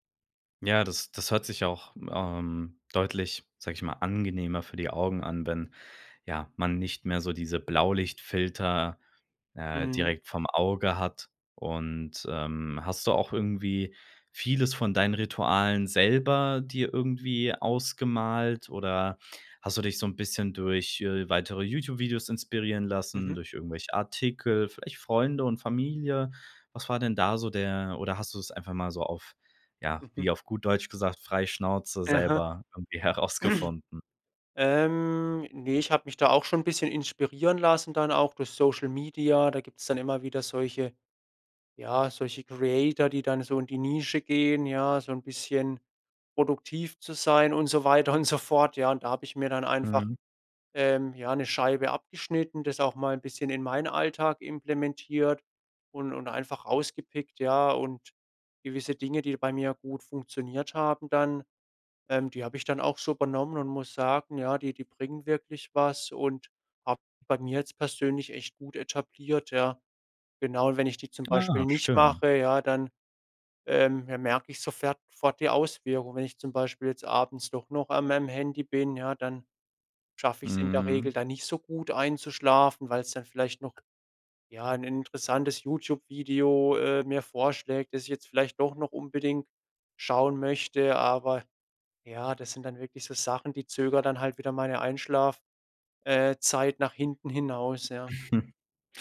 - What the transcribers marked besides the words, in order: throat clearing; drawn out: "Ähm"; laughing while speaking: "herausgefunden?"; laughing while speaking: "so"; other background noise; chuckle
- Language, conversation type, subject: German, podcast, Wie schaltest du beim Schlafen digital ab?